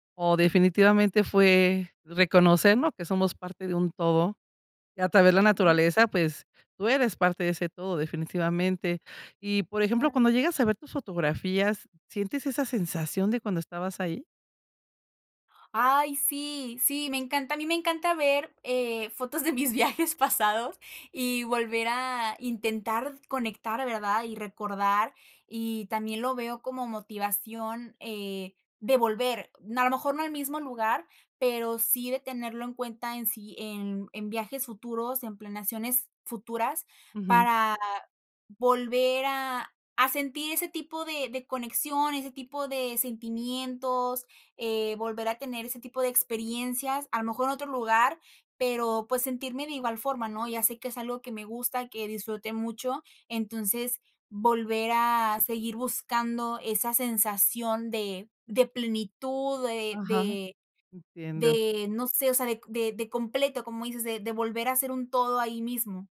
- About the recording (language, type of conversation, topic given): Spanish, podcast, Cuéntame sobre una experiencia que te conectó con la naturaleza
- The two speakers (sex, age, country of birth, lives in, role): female, 25-29, Mexico, Mexico, guest; female, 55-59, Mexico, Mexico, host
- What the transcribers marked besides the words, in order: laughing while speaking: "fotos de mis viajes pasados"